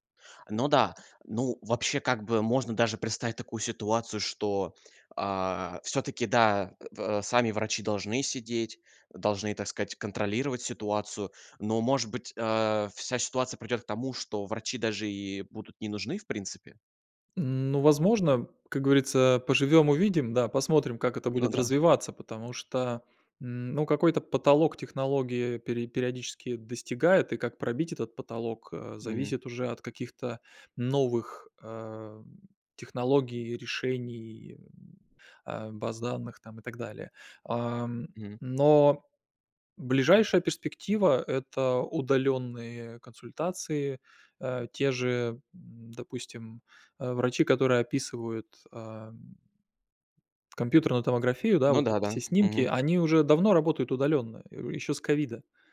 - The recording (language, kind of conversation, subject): Russian, podcast, Какие изменения принесут технологии в сфере здоровья и медицины?
- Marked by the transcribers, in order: chuckle; tapping